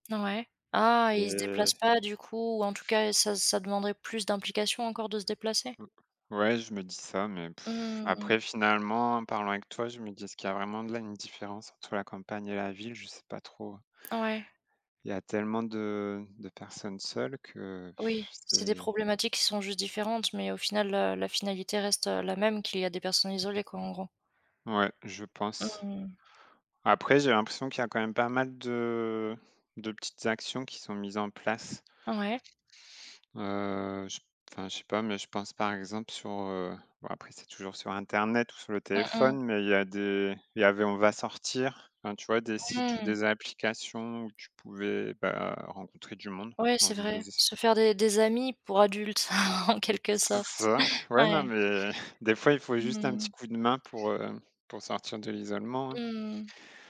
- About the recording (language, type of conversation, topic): French, podcast, Comment peut-on aider concrètement les personnes isolées ?
- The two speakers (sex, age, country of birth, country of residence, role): female, 25-29, France, France, host; male, 35-39, France, France, guest
- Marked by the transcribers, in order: other background noise; blowing; chuckle